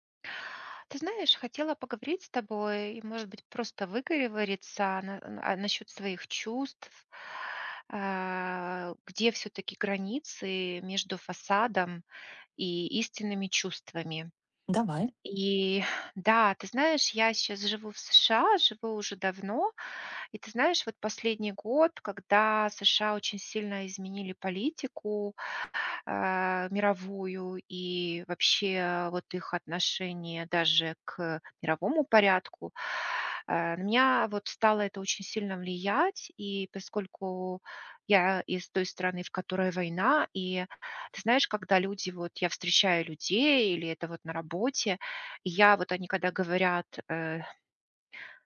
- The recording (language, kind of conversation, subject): Russian, advice, Где проходит граница между внешним фасадом и моими настоящими чувствами?
- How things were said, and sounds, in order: tapping